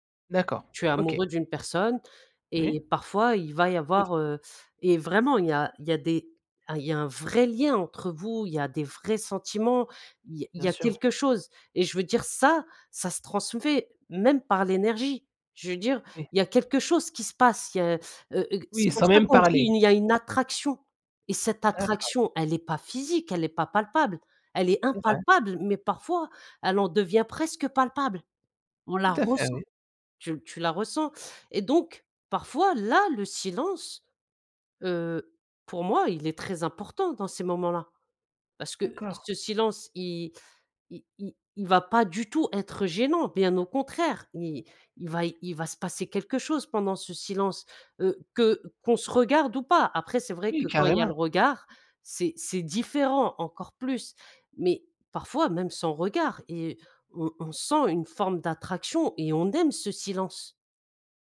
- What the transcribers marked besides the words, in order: other background noise; stressed: "vrai"; "transmet" said as "transfet"
- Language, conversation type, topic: French, podcast, Comment gères-tu les silences gênants en conversation ?